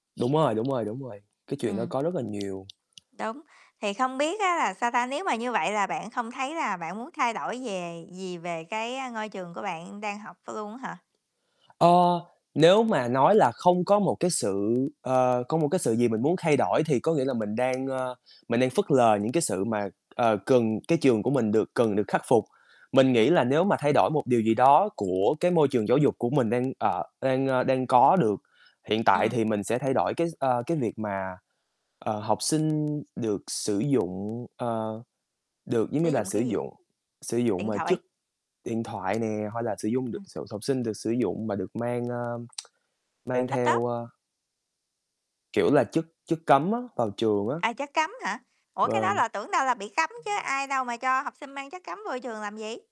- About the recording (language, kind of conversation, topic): Vietnamese, unstructured, Nếu bạn có thể thay đổi một điều ở trường học của mình, bạn sẽ thay đổi điều gì?
- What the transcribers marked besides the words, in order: other background noise; distorted speech; tapping; tsk